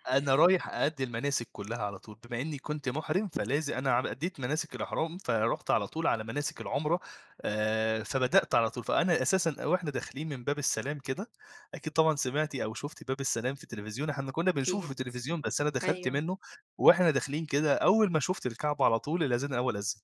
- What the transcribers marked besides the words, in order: none
- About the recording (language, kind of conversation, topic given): Arabic, podcast, إزاي زيارة مكان مقدّس أثّرت على مشاعرك؟